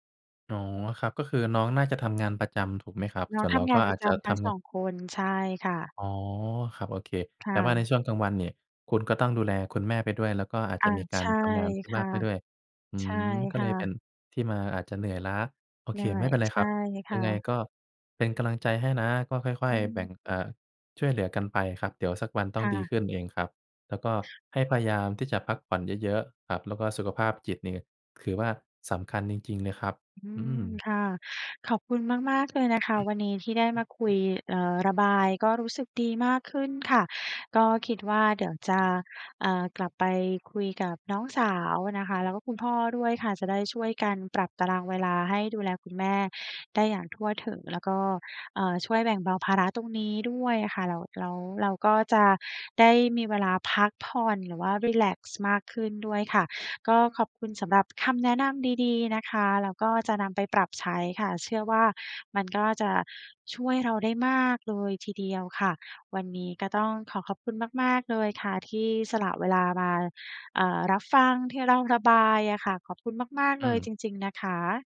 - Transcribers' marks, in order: tapping; other background noise; throat clearing
- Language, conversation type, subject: Thai, advice, คุณรู้สึกเหนื่อยล้าจากการดูแลสมาชิกในครอบครัวที่ป่วยอยู่หรือไม่?